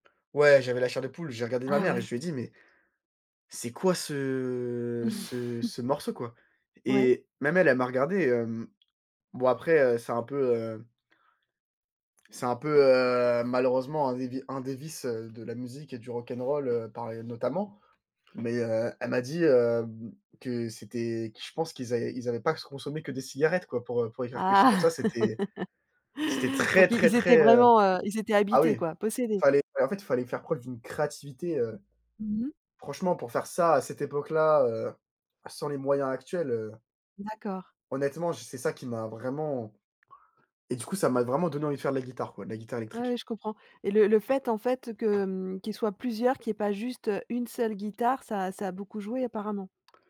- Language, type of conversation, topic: French, podcast, Quel morceau te donne à coup sûr la chair de poule ?
- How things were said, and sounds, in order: chuckle; drawn out: "ce"; other background noise; laugh; stressed: "créativité"